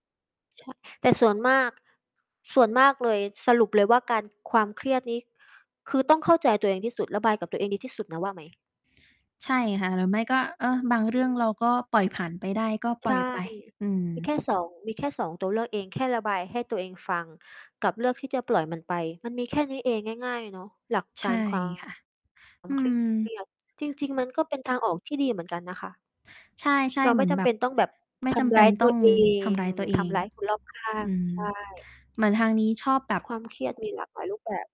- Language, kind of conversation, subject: Thai, unstructured, คุณจัดการกับความเครียดในชีวิตอย่างไร?
- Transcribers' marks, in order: mechanical hum; distorted speech